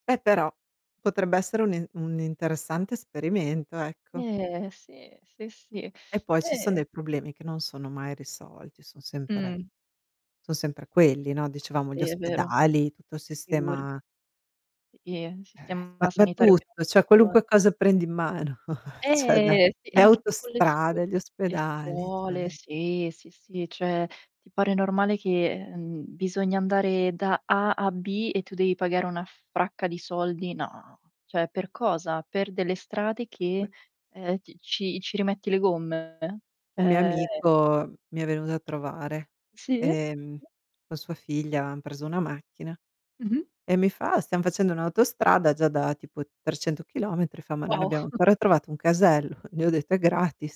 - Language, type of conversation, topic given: Italian, unstructured, Che cosa ti fa arrabbiare di più della politica italiana?
- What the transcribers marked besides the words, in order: other background noise; tapping; distorted speech; "cioè" said as "ceh"; drawn out: "Eh!"; chuckle; laughing while speaking: "ceh"; "cioè" said as "ceh"; "cioè" said as "ceh"; "Cioè" said as "ceh"; "Cioè" said as "ceh"; drawn out: "Eh"; chuckle